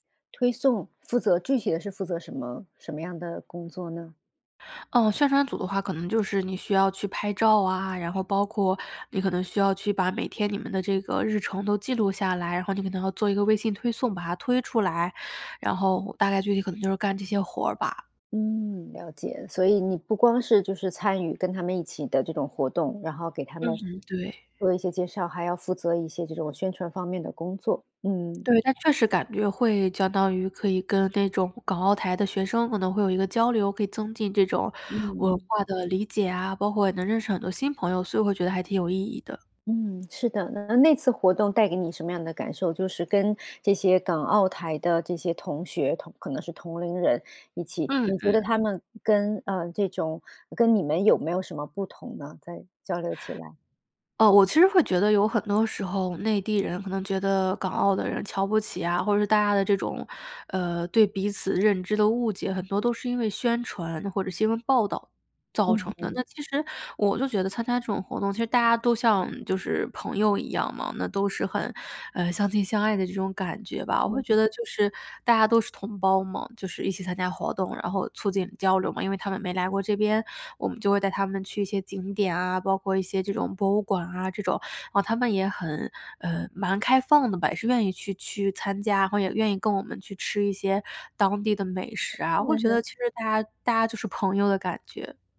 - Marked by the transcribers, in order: none
- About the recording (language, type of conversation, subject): Chinese, podcast, 你愿意分享一次你参与志愿活动的经历和感受吗？